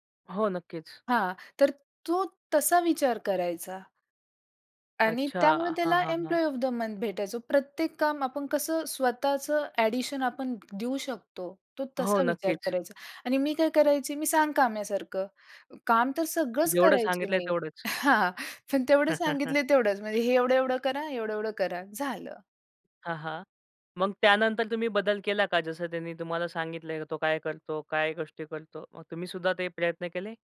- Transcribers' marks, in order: in English: "एम्प्लॉयी ऑफ द मंथ"; in English: "एडिशन"; laughing while speaking: "हां, हां"; chuckle
- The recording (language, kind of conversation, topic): Marathi, podcast, कामाच्या संदर्भात तुमच्यासाठी यश म्हणजे काय?